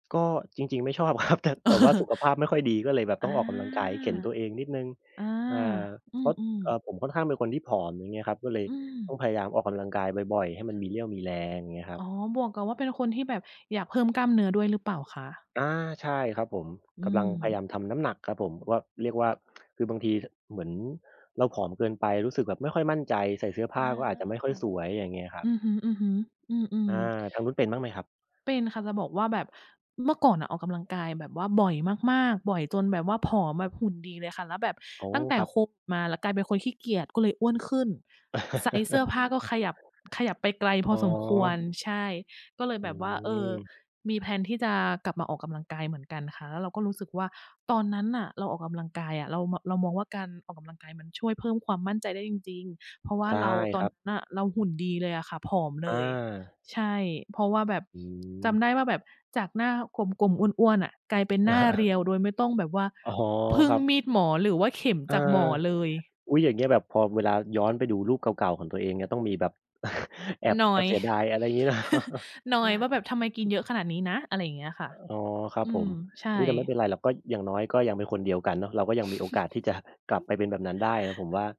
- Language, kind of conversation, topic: Thai, unstructured, คุณคิดว่าการออกกำลังกายช่วยเพิ่มความมั่นใจได้ไหม?
- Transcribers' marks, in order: laughing while speaking: "ครับ"; chuckle; other background noise; chuckle; in English: "แพลน"; chuckle; laughing while speaking: "อ๋อ"; chuckle; laughing while speaking: "เนาะ"; chuckle; tapping; other noise; chuckle; laughing while speaking: "จะ"